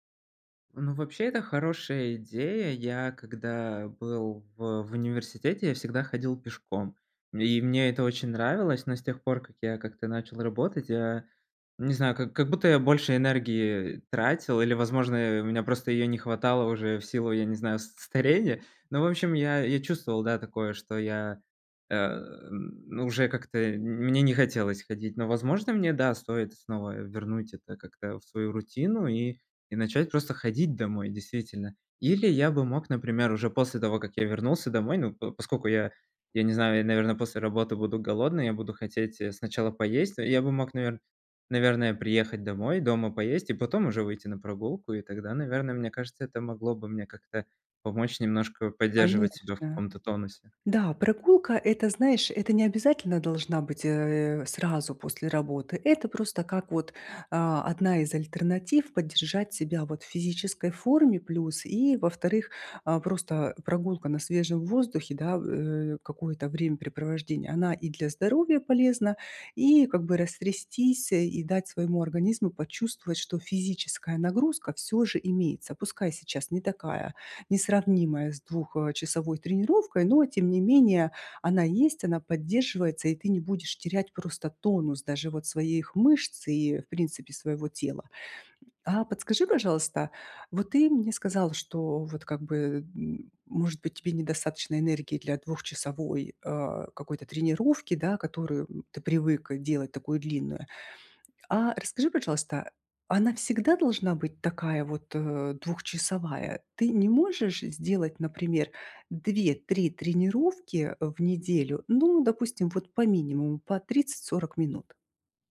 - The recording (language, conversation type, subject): Russian, advice, Как сохранить привычку заниматься спортом при частых изменениях расписания?
- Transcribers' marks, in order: stressed: "ходить"; grunt